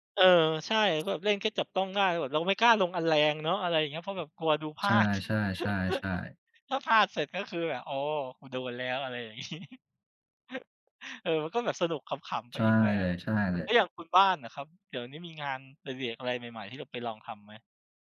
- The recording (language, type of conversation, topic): Thai, unstructured, คุณเคยรู้สึกประหลาดใจไหมเมื่อได้ลองทำงานอดิเรกใหม่ๆ?
- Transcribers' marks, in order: laugh; laughing while speaking: "งี้"; chuckle; "อดิเรก" said as "ดิเรก"